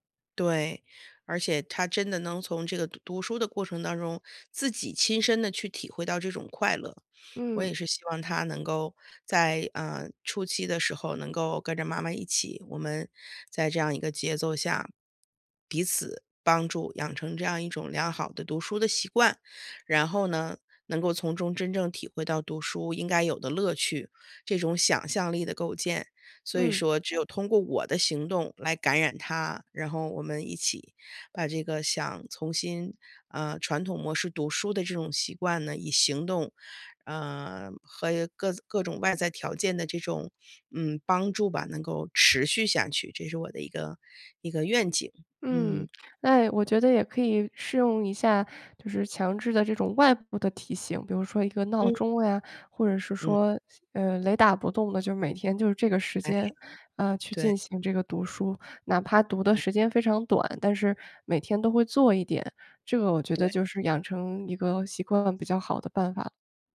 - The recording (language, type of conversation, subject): Chinese, advice, 我努力培养好习惯，但总是坚持不久，该怎么办？
- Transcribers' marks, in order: none